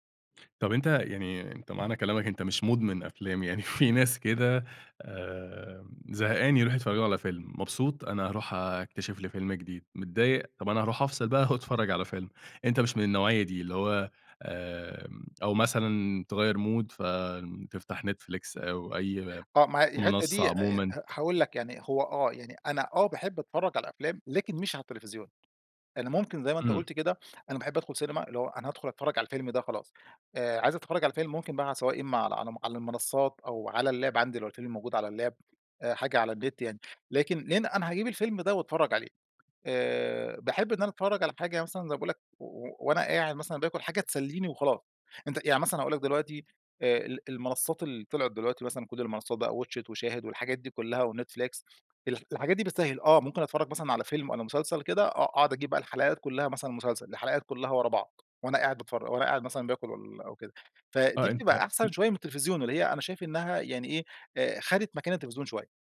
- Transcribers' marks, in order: laughing while speaking: "في"; laughing while speaking: "وأتفرّج"; in English: "mood"; tapping; in English: "اللاب"; in English: "اللاب"
- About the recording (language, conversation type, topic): Arabic, podcast, إيه أكتر حاجة بتشدك في بداية الفيلم؟
- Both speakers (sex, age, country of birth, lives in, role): male, 30-34, Egypt, Egypt, host; male, 35-39, Egypt, Egypt, guest